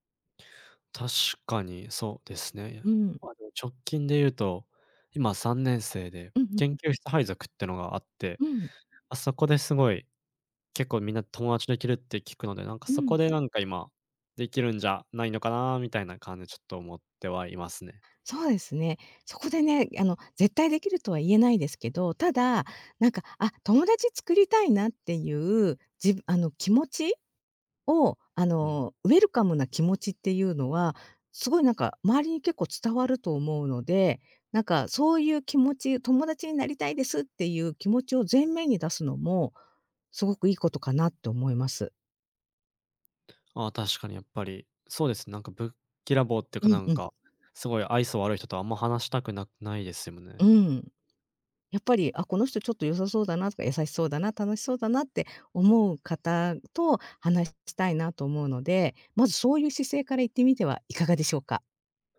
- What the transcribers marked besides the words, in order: other background noise
- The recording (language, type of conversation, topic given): Japanese, advice, 新しい環境で友達ができず、孤独を感じるのはどうすればよいですか？